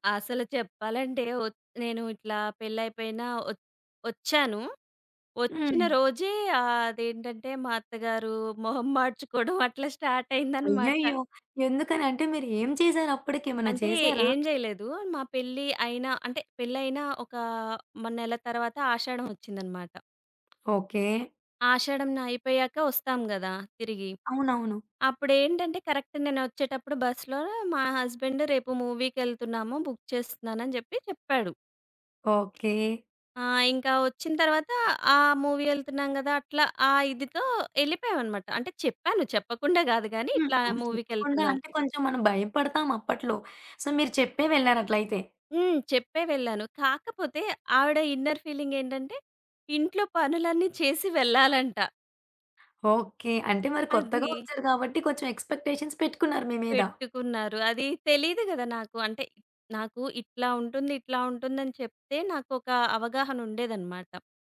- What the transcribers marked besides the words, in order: giggle; other background noise; in English: "కరెక్ట్"; in English: "బుక్"; in English: "మూవీ"; in English: "సో"; in English: "ఇన్నర్ ఫీలింగ్"; in English: "ఎక్స్‌పెక్టేషన్స్"
- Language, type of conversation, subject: Telugu, podcast, విభిన్న వయస్సులవారి మధ్య మాటలు అపార్థం కావడానికి ప్రధాన కారణం ఏమిటి?